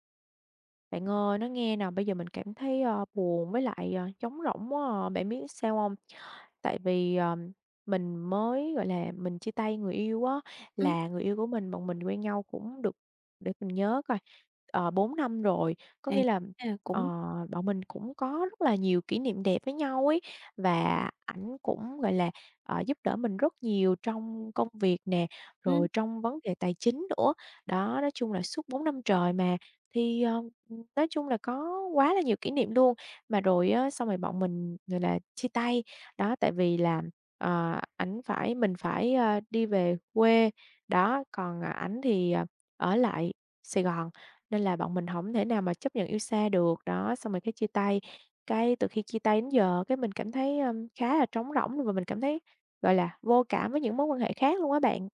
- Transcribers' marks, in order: tapping
- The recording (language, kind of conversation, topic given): Vietnamese, advice, Sau khi chia tay một mối quan hệ lâu năm, vì sao tôi cảm thấy trống rỗng và vô cảm?